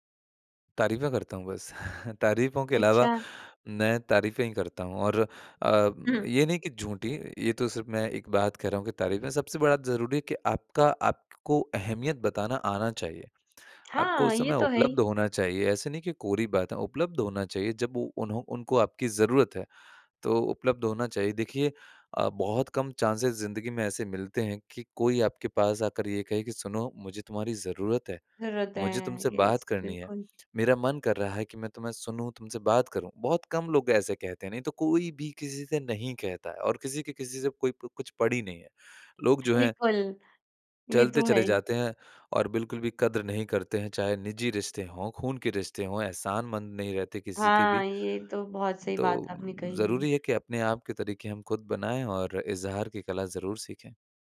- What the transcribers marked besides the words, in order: chuckle; in English: "चांसेज़"; in English: "येस"
- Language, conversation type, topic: Hindi, podcast, रिश्तों में तारीफें देने से कितना असर पड़ता है?